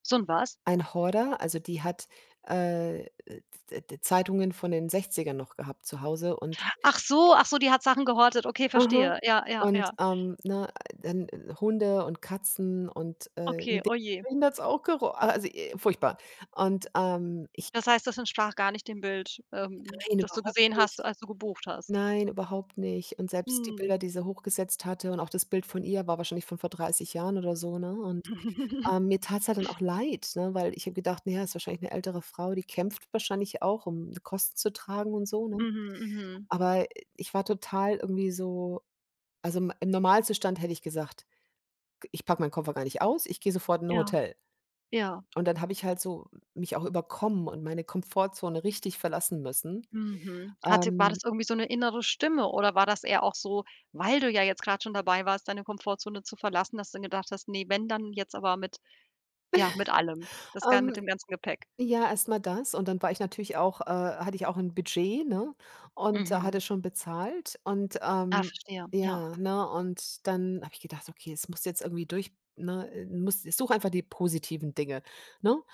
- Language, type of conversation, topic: German, podcast, Wann hast du zuletzt deine Komfortzone verlassen?
- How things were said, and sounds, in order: other noise; chuckle; stressed: "weil"; chuckle; other background noise